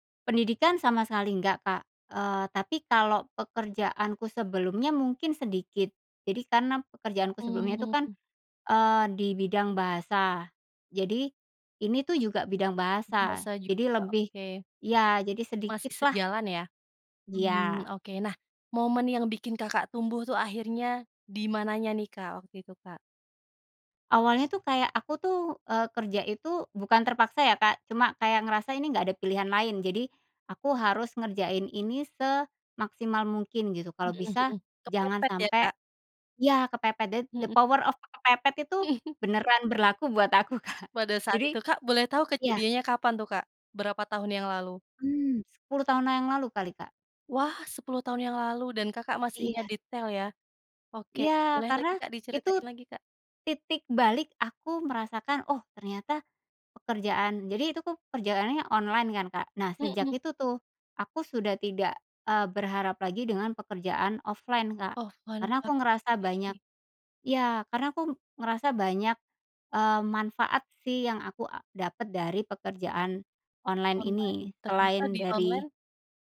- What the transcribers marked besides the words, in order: other street noise; in English: "the the power of"; chuckle; other background noise; laughing while speaking: "Kak"; "yang" said as "nang"; in English: "offline"; in English: "Offline"
- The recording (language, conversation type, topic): Indonesian, podcast, Bisa ceritakan momen kegagalan yang justru membuatmu tumbuh?
- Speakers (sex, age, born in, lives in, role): female, 25-29, Indonesia, Indonesia, host; female, 40-44, Indonesia, Indonesia, guest